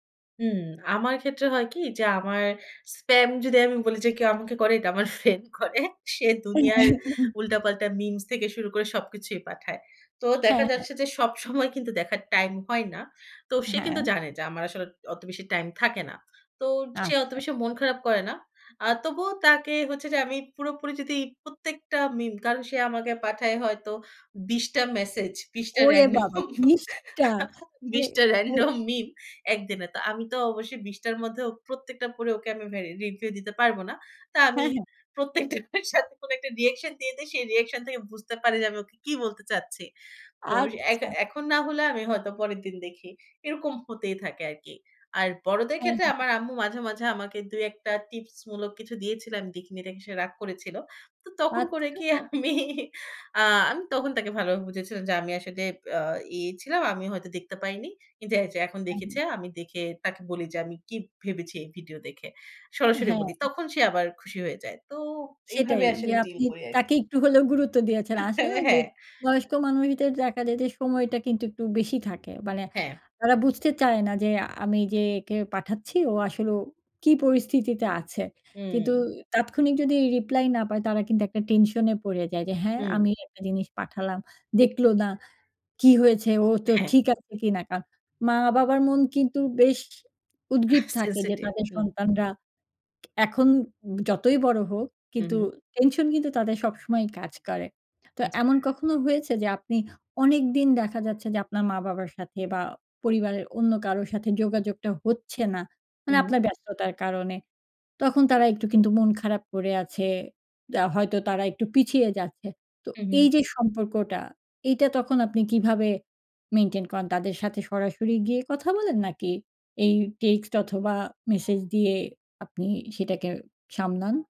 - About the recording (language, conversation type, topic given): Bengali, podcast, ফেক নিউজ চিনতে তুমি কী কৌশল ব্যবহার করো?
- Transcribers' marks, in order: laughing while speaking: "ফ্রেন্ড করে"; chuckle; scoff; other background noise; laughing while speaking: "রান্ডম বিশ টা রান্ডম মিম"; chuckle; laughing while speaking: "প্রত্যেকটার সাথে"; laughing while speaking: "আমি?"; laughing while speaking: "আহ"; in English: "sensitive"; in English: "মেইনটেইন"